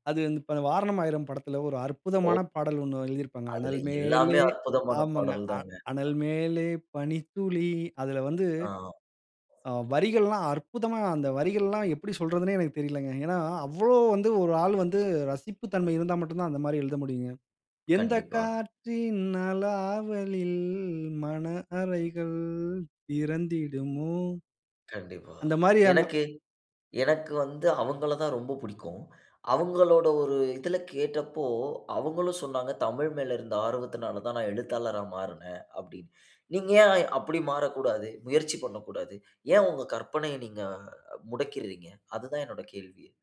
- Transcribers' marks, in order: singing: "அனல் மேலே"; singing: "அனல் மேலே பனித்துளி"; other noise; singing: "எந்த காற்றின் அலாவளில் மன அறைகள் திறந்திடுமோ!"
- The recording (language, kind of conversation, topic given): Tamil, podcast, இந்த ஆர்வத்தைப் பின்தொடர நீங்கள் எந்தத் திறன்களை கற்றுக்கொண்டீர்கள்?
- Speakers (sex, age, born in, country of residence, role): male, 25-29, India, India, host; male, 35-39, India, India, guest